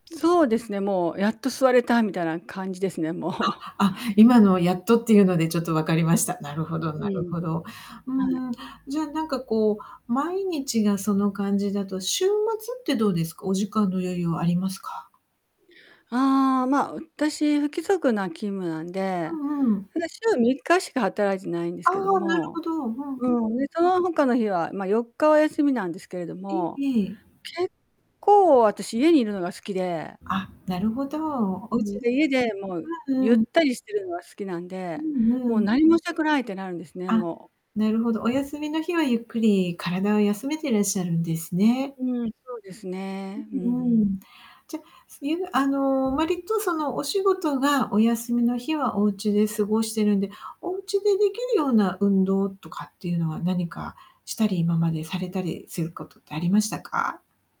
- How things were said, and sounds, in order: static; chuckle; other background noise; distorted speech
- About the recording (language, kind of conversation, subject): Japanese, advice, 仕事と家事で忙しくても運動する時間をどうやって確保すればいいですか？